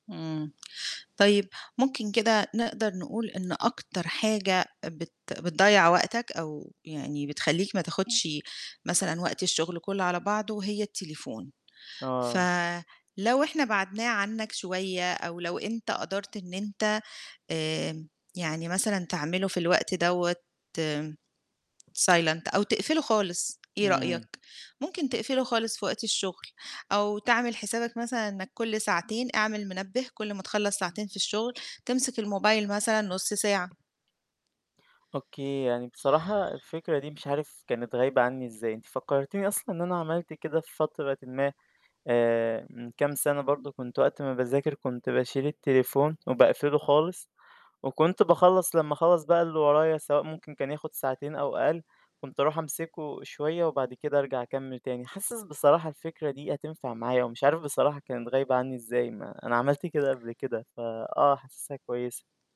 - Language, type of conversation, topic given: Arabic, advice, أرتّب أولوياتي إزاي لما تكون كتير وبتتزاحم ومش عارف أختار هدف واحد؟
- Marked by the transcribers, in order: tapping; in English: "silent"